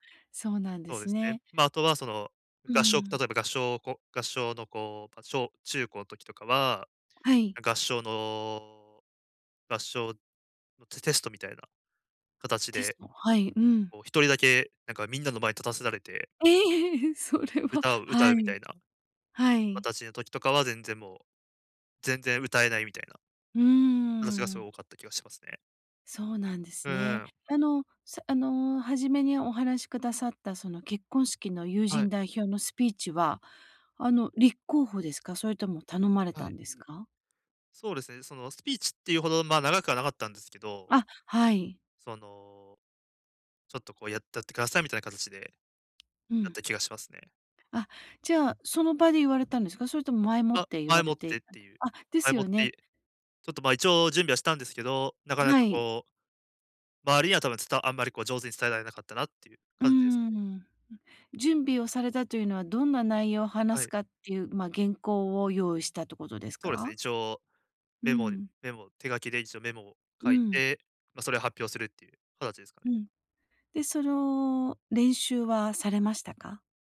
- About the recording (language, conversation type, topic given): Japanese, advice, 人前で話すときに自信を高めるにはどうすればよいですか？
- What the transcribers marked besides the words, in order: tapping